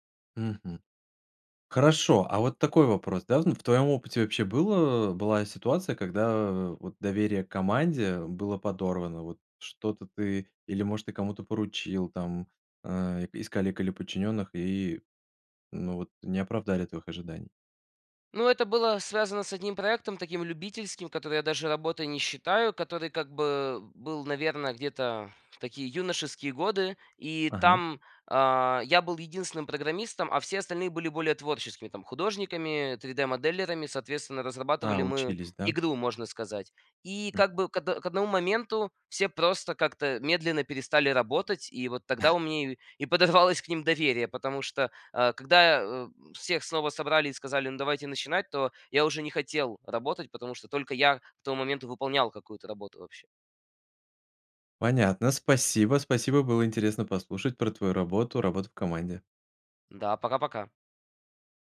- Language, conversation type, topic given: Russian, podcast, Как вы выстраиваете доверие в команде?
- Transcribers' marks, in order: chuckle